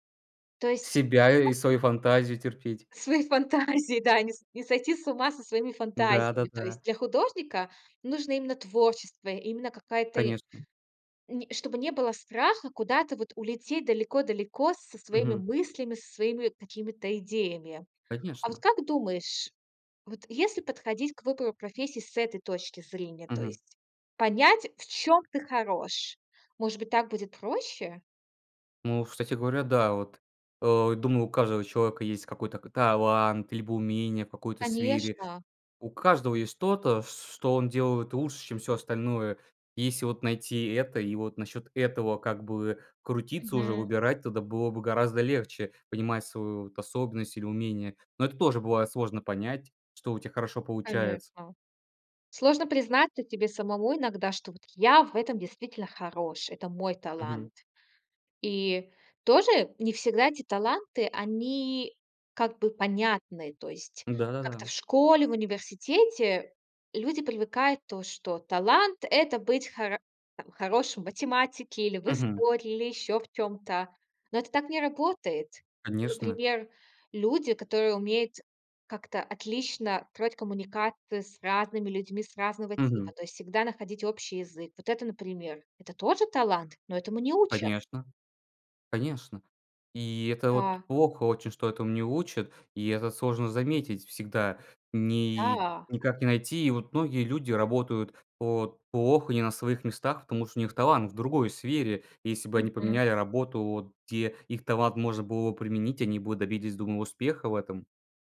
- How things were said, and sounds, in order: chuckle; laughing while speaking: "Свои фантазии"; tapping; other background noise
- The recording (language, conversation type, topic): Russian, podcast, Как выбрать работу, если не знаешь, чем заняться?